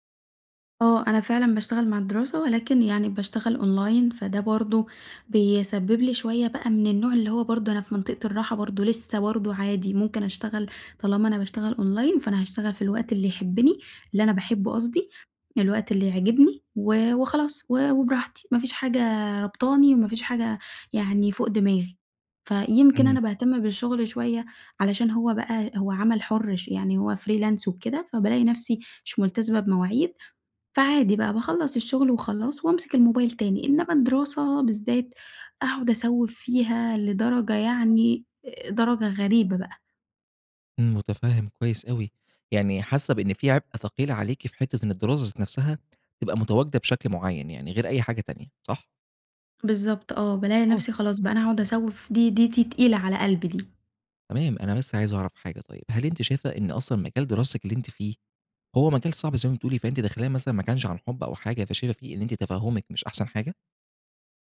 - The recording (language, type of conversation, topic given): Arabic, advice, إزاي بتتعامل مع التسويف وبتخلص شغلك في آخر لحظة؟
- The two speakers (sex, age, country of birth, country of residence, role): female, 20-24, Egypt, Egypt, user; male, 25-29, Egypt, Egypt, advisor
- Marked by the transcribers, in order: in English: "أونلاين"; in English: "أونلاين"; in English: "freelance"; unintelligible speech; tapping